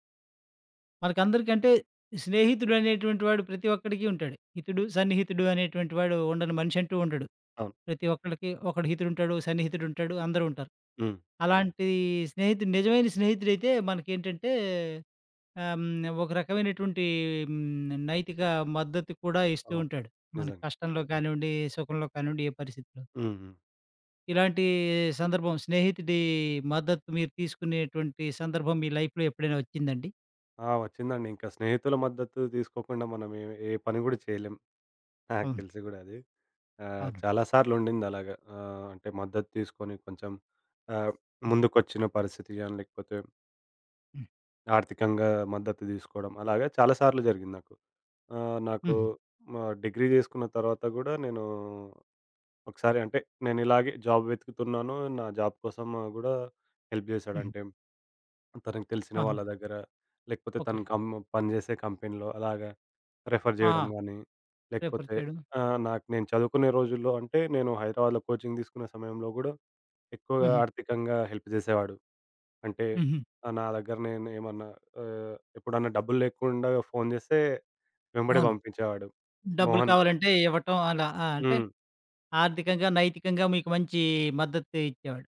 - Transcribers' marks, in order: other background noise; in English: "లైఫ్‌లో"; in English: "జాబ్"; in English: "జాబ్"; in English: "హెల్ప్"; in English: "కంపెనీలో"; in English: "రిఫర్"; in English: "ప్రిఫర్"; in English: "కోచింగ్"; in English: "హెల్ప్"
- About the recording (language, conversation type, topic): Telugu, podcast, స్నేహితుడి మద్దతు నీ జీవితాన్ని ఎలా మార్చింది?